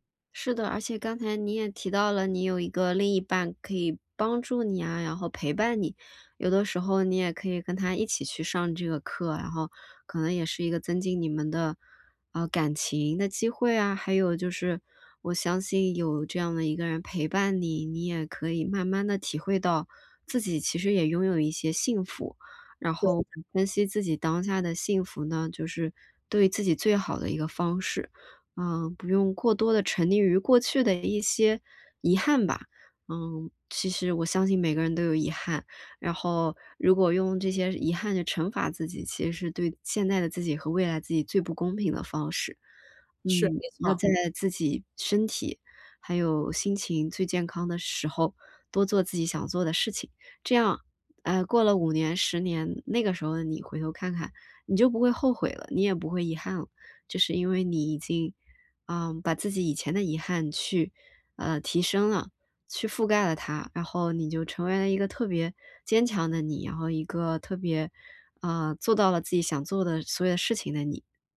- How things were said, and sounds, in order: other background noise
- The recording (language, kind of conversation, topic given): Chinese, advice, 如何避免因为比较而失去对爱好的热情？